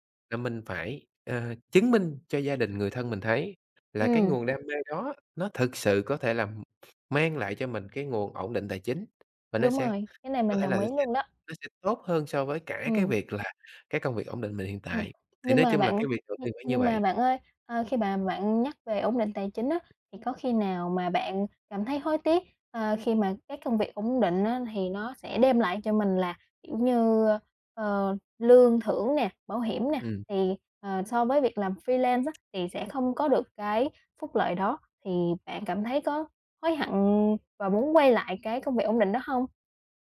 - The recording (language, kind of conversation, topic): Vietnamese, podcast, Bạn nghĩ thế nào về việc theo đuổi đam mê hay chọn một công việc ổn định?
- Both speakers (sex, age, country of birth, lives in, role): female, 20-24, Vietnam, Vietnam, host; male, 30-34, Vietnam, Vietnam, guest
- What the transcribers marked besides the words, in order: other background noise; tapping; unintelligible speech; in English: "freelance"